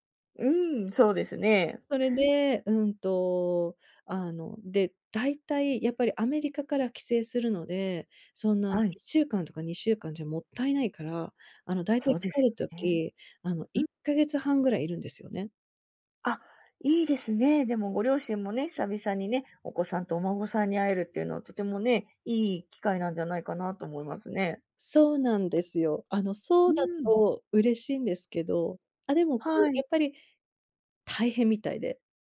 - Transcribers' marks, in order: other noise; tapping
- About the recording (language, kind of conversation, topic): Japanese, advice, 旅行中に不安やストレスを感じたとき、どうすれば落ち着けますか？